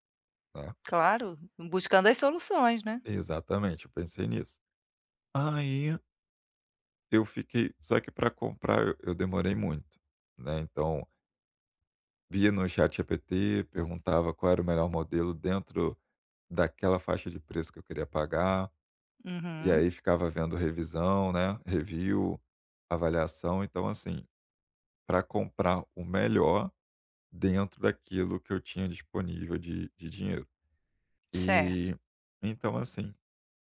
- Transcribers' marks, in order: in English: "review"
- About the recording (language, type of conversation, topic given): Portuguese, advice, Como posso avaliar o valor real de um produto antes de comprá-lo?